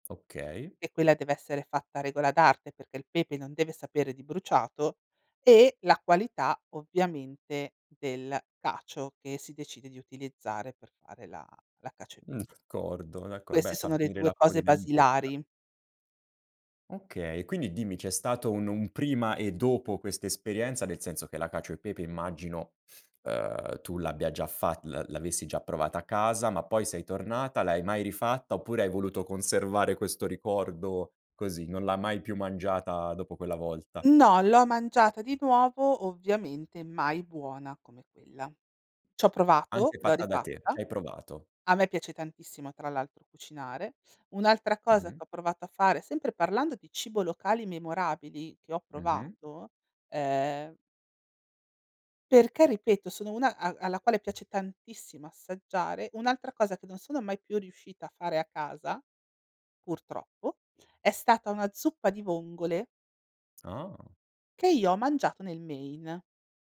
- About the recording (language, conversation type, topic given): Italian, podcast, Qual è il cibo locale più memorabile che hai provato?
- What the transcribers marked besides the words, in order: tapping; other background noise